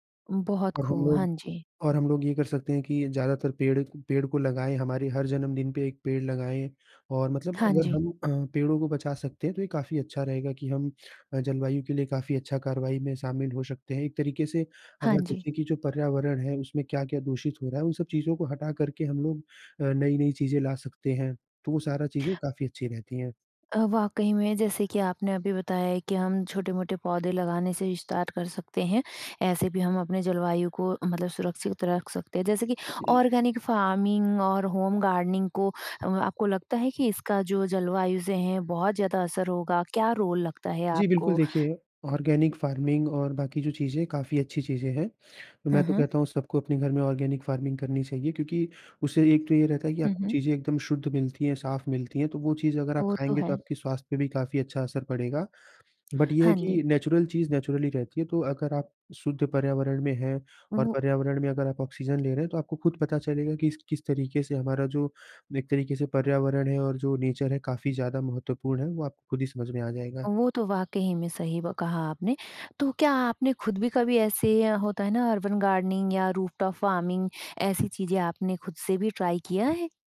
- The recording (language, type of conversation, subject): Hindi, podcast, एक आम व्यक्ति जलवायु कार्रवाई में कैसे शामिल हो सकता है?
- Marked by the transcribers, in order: "सकते" said as "शकते"; other background noise; in English: "ऑर्गैनिक फ़ार्मिंग"; in English: "होम गार्डनिंग"; in English: "रोल"; in English: "ऑर्गेनिक फार्मिंग"; in English: "ऑर्गेनिक फार्मिंग"; lip smack; in English: "बट"; in English: "नैचुरल"; in English: "नैचुरली"; in English: "नेचर"; in English: "अर्बन गार्डनिंग"; in English: "रूफ़टॉफ फार्मिंग"; in English: "ट्राई"